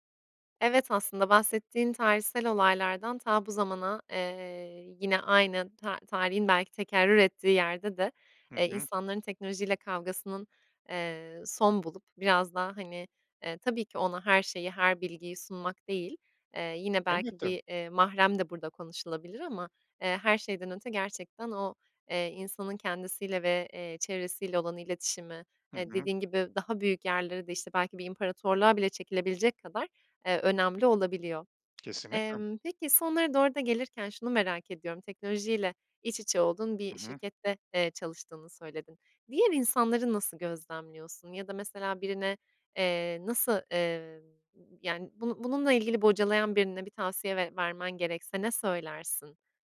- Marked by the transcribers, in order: tapping
- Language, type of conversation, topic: Turkish, podcast, Teknoloji aile içi iletişimi sizce nasıl değiştirdi?